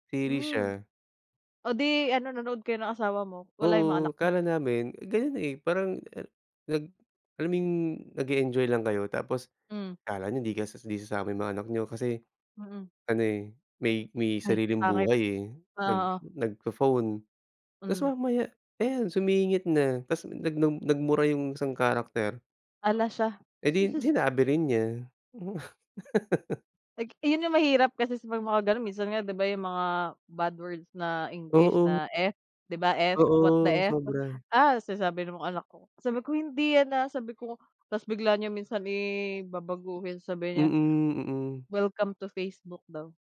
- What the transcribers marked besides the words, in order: chuckle; laugh; tapping; drawn out: "i"
- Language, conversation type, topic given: Filipino, unstructured, Anong libangan ang palagi mong ginagawa kapag may libreng oras ka?